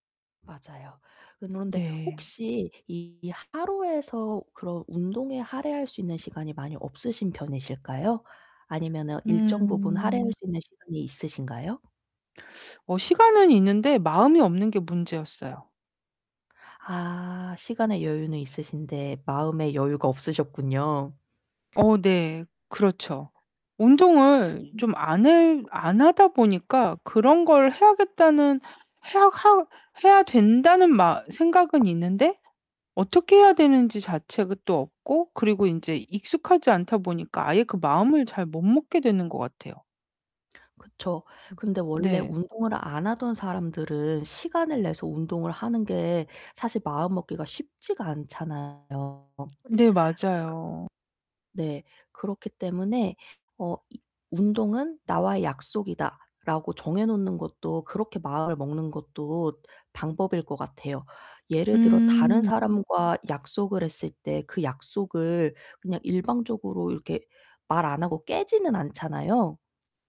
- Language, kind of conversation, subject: Korean, advice, 일상에서 작은 운동 습관을 어떻게 만들 수 있을까요?
- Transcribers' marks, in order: distorted speech; other background noise; tapping